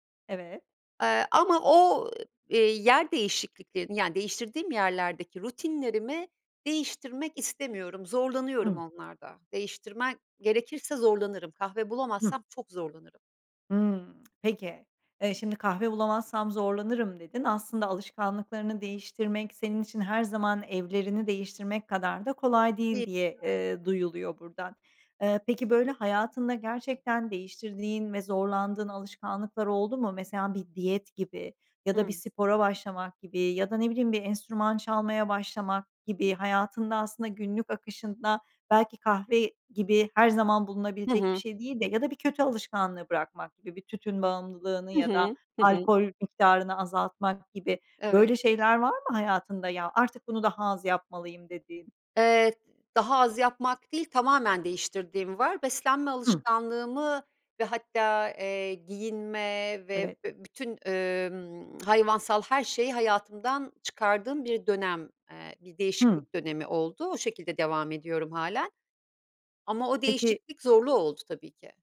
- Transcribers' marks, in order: tapping; tsk; unintelligible speech; other noise; tsk
- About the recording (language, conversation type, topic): Turkish, podcast, Alışkanlık değiştirirken ilk adımın ne olur?